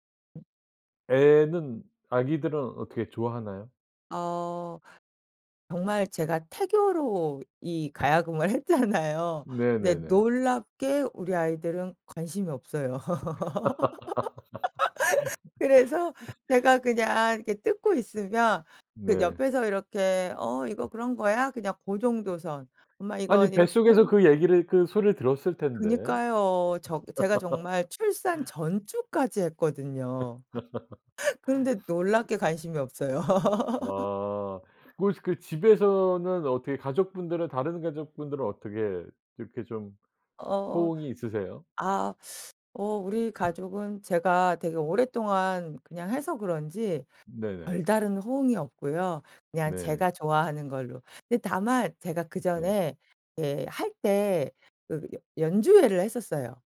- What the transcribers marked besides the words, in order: laughing while speaking: "했잖아요"; laugh; other background noise; laugh; laughing while speaking: "했거든요"; laugh; laugh; teeth sucking; tapping
- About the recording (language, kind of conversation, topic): Korean, podcast, 요즘 푹 빠져 있는 취미가 무엇인가요?